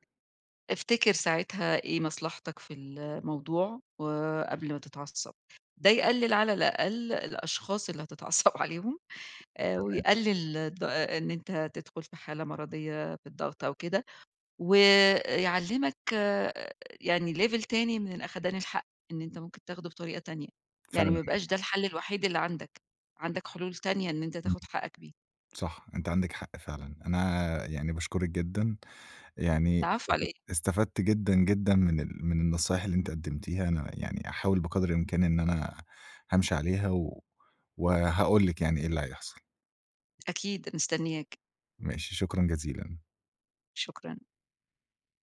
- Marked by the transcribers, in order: tapping; laughing while speaking: "هتتعصّب"; in English: "level"; unintelligible speech
- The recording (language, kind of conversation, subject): Arabic, advice, إزاي أقدر أغيّر عادة انفعالية مدمّرة وأنا حاسس إني مش لاقي أدوات أتحكّم بيها؟